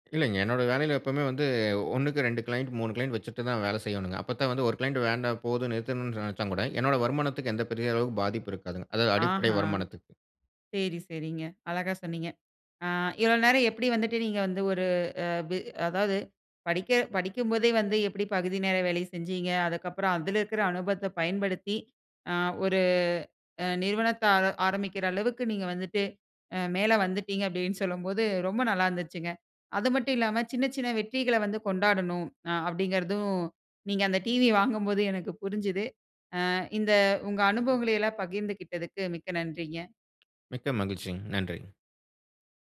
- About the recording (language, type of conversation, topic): Tamil, podcast, தொடக்கத்தில் சிறிய வெற்றிகளா அல்லது பெரிய இலக்கை உடனடி பலனின்றி தொடர்ந்து நாடுவதா—இவற்றில் எது முழுமையான தீவிரக் கவன நிலையை அதிகம் தூண்டும்?
- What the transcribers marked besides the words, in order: in English: "கிளையன்ட்"; in English: "கிளையன்ட்"; in English: "கிளையன்ட்"; other noise